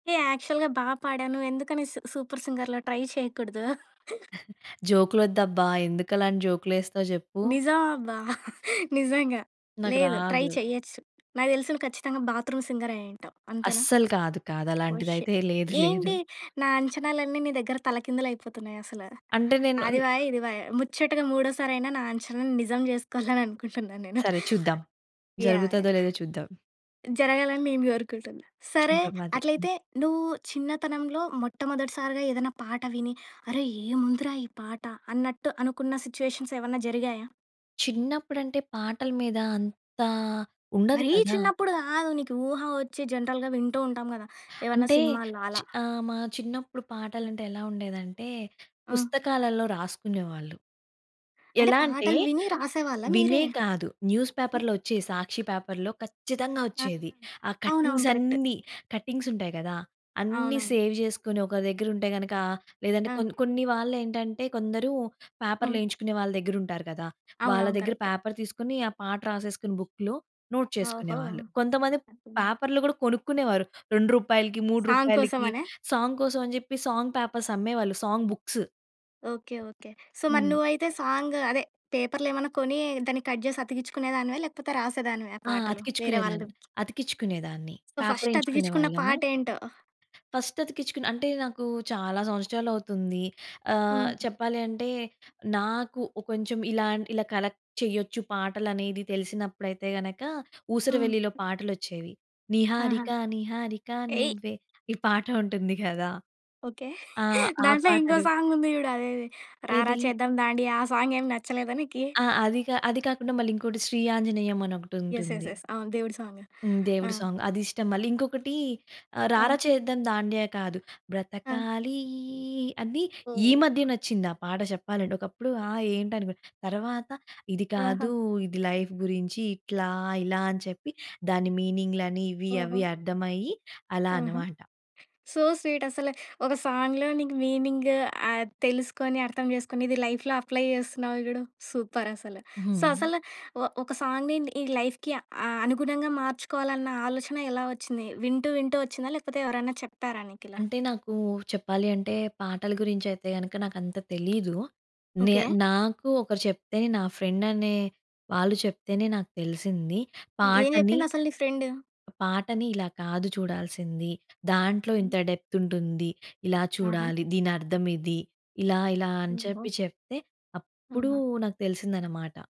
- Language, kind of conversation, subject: Telugu, podcast, చిన్నప్పుడే విన్న సంగీతం నీ జీవితంపై ఎలాంటి ప్రభావం చూపింది?
- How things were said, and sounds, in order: in English: "యాక్చువల్‌గా"; in English: "ట్రై"; chuckle; chuckle; in English: "ట్రై"; tapping; in English: "బాత్రూమ్ సింగర్"; in English: "షిట్"; other background noise; laughing while speaking: "జేసుకోవాలనుకుంటున్నాను నేను"; in English: "సిట్యుయేషన్స్"; in English: "జనరల్‌గా"; in English: "న్యూస్ పేపర్‌లో"; in English: "పేపర్‌లో"; in English: "కటింగ్స్"; stressed: "అన్నీ"; in English: "కటింగ్స్"; in English: "సేవ్"; in English: "పేపర్‌లు"; in English: "పేపర్"; in English: "బుక్‌లో నోట్"; in English: "పేపర్‌లు"; in English: "సాంగ్"; in English: "సాంగ్"; in English: "సాంగ్ పేపర్స్"; in English: "సాంగ్"; in English: "సో"; in English: "పేపర్‌లు"; in English: "కట్"; in English: "సో ఫస్ట్"; in English: "ఫస్ట్"; in English: "కలెక్ట్"; singing: "నిహారిక, నిహారిక నువ్వే"; giggle; in English: "సాంగ్"; in English: "సాంగ్"; in English: "యస్, యస్, యస్"; in English: "సాంగ్"; singing: "బ్రతకాలీ"; in English: "లైఫ్"; in English: "మీనింగ్‌లని"; in English: "సో స్వీట్"; in English: "సాంగ్‌లో"; in English: "లైఫ్‌లో అప్లై"; in English: "సో"; in English: "సాంగ్"; in English: "లైఫ్‌కి"; in English: "డెప్త్"